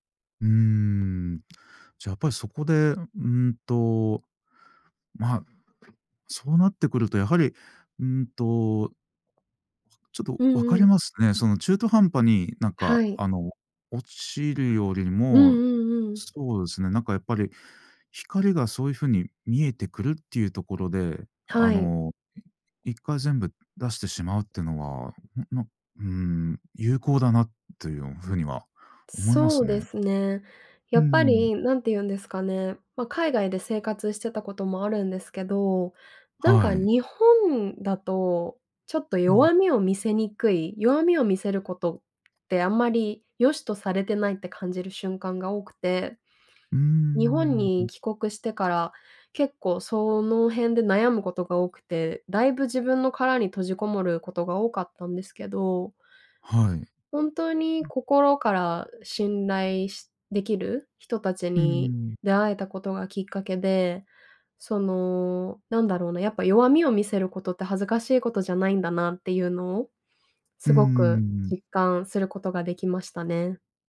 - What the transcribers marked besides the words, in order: none
- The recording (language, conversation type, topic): Japanese, podcast, 挫折から立ち直るとき、何をしましたか？